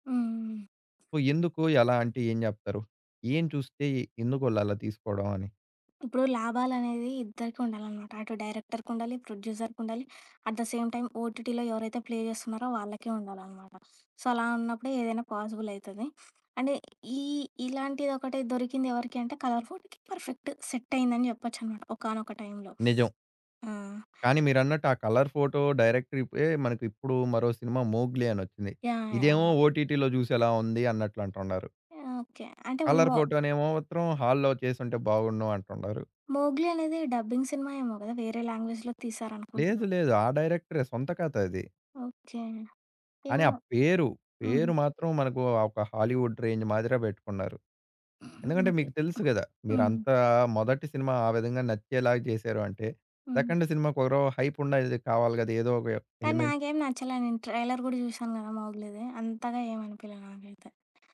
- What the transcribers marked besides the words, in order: other background noise; in English: "సో"; tapping; in English: "అట్ ద సేమ్ టైమ్ ఓటిటిలో"; in English: "ప్లే"; in English: "సో"; in English: "పర్ఫెక్ట్"; in English: "ఓటిటిలో"; in English: "హాల్లో"; in English: "డబ్బింగ్"; in English: "లాంగ్వేజ్‌లో"; in English: "హాలీవుడ్ రేంజ్"; in English: "హైప్"; in English: "ఎలిమెంట్"; in English: "ట్రైలర్"
- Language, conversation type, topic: Telugu, podcast, స్ట్రీమింగ్ షోస్ టీవీని ఎలా మార్చాయి అనుకుంటారు?